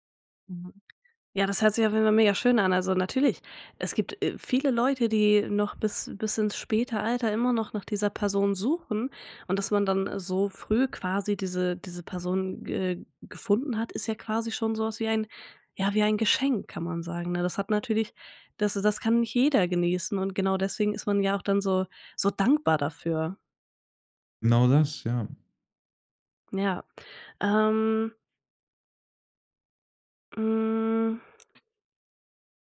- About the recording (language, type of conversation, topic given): German, podcast, Wann hat ein Zufall dein Leben komplett verändert?
- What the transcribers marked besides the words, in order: none